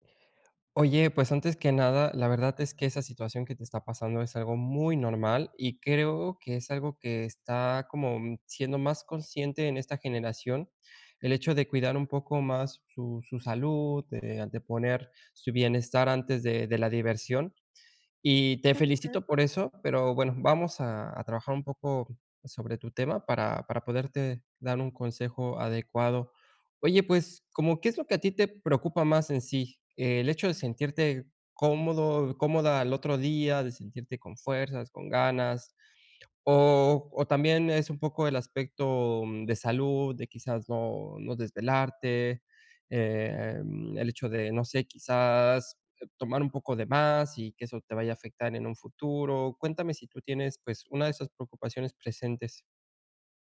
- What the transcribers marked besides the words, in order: none
- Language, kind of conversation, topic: Spanish, advice, ¿Cómo puedo equilibrar la diversión con mi bienestar personal?
- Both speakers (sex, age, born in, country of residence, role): female, 35-39, Mexico, Germany, user; male, 30-34, Mexico, France, advisor